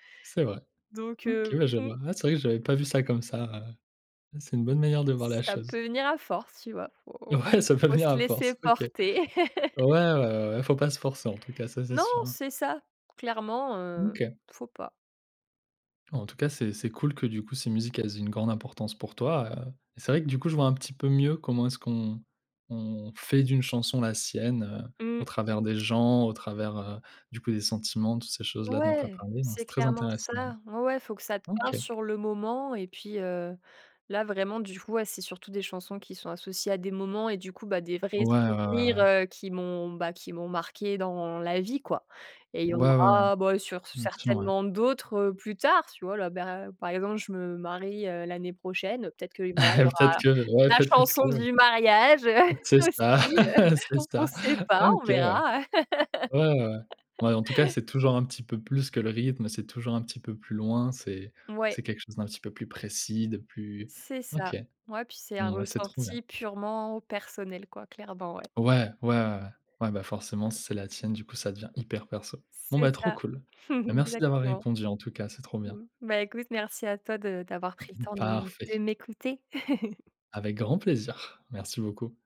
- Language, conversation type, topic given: French, podcast, Qu'est-ce qui fait qu'une chanson devient la tienne ?
- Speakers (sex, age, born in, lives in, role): female, 25-29, France, France, guest; male, 20-24, France, France, host
- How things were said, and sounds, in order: other background noise; laugh; tapping; stressed: "fait"; chuckle; chuckle; chuckle; laughing while speaking: "aussi"; chuckle; laugh; chuckle; chuckle